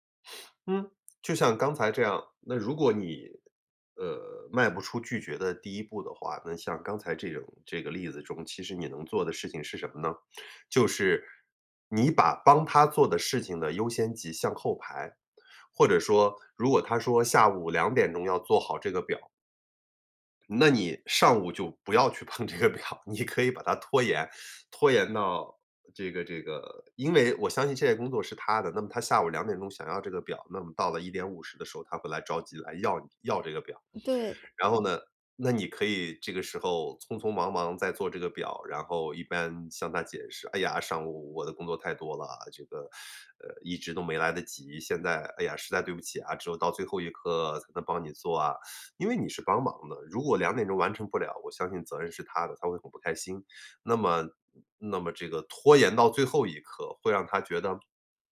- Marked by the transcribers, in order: other background noise; laughing while speaking: "碰这个表"; teeth sucking; teeth sucking
- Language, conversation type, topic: Chinese, advice, 我工作量太大又很难拒绝别人，精力很快耗尽，该怎么办？